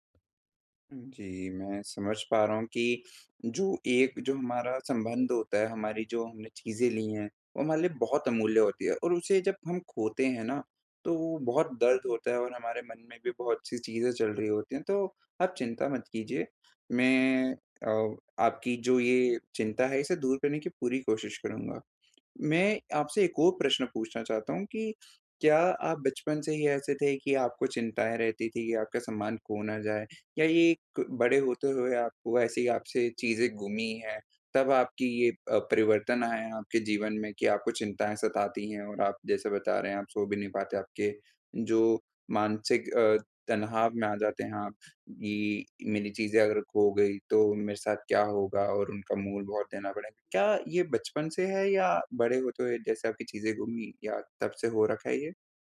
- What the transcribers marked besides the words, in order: none
- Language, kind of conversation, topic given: Hindi, advice, परिचित चीज़ों के खो जाने से कैसे निपटें?